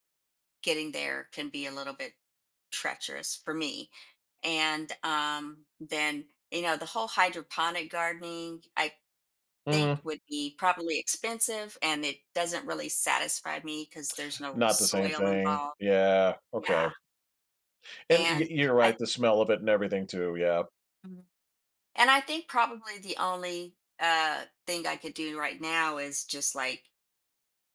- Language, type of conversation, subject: English, advice, How can I find more joy in small daily wins?
- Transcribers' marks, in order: none